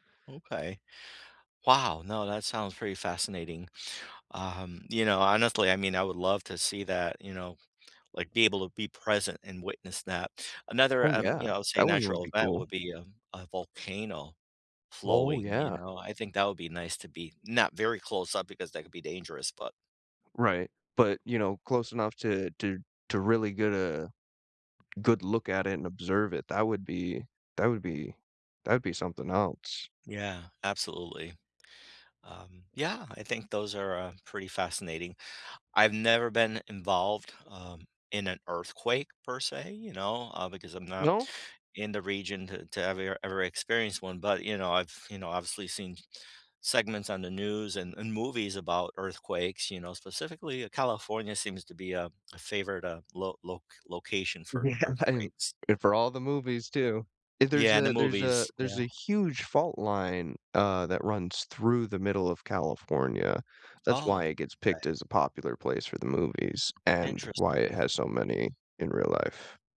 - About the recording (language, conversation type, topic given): English, unstructured, Have you ever been amazed by a natural event, like a sunset or a storm?
- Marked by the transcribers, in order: "ever-" said as "evy-er"; tapping; laughing while speaking: "Yeah, and"